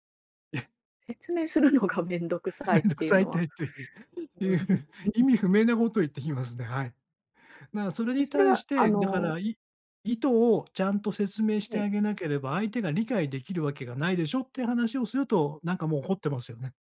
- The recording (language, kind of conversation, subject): Japanese, advice, 意見が違うときに、お互いを尊重しながら対話するにはどうすればよいですか？
- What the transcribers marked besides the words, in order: none